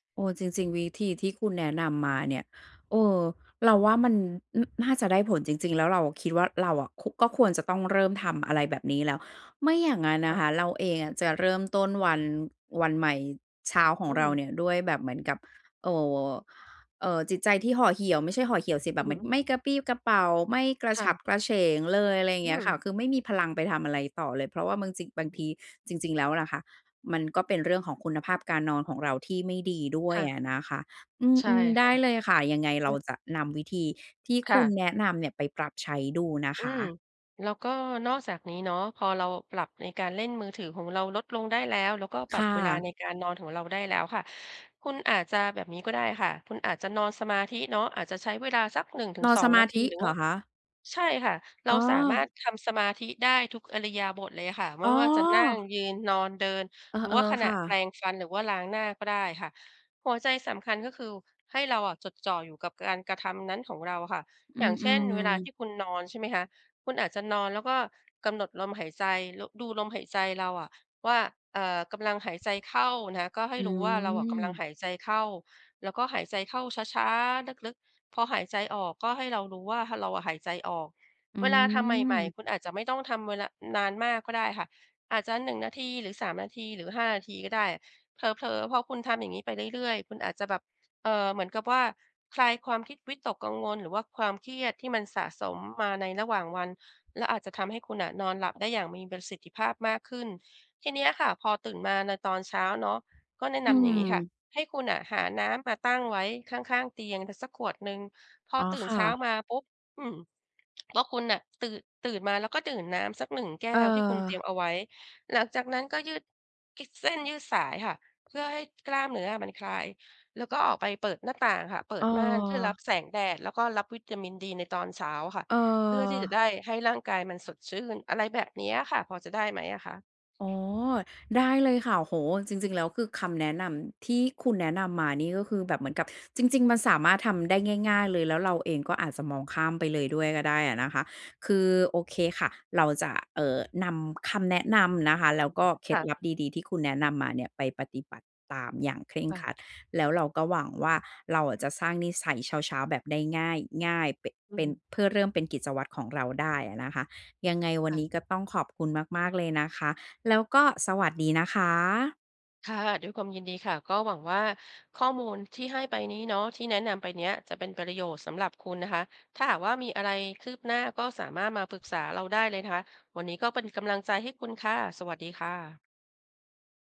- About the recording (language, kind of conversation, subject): Thai, advice, จะเริ่มสร้างกิจวัตรตอนเช้าแบบง่าย ๆ ให้ทำได้สม่ำเสมอควรเริ่มอย่างไร?
- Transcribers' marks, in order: other background noise; tapping; surprised: "อ๋อ"; drawn out: "อืม"; wind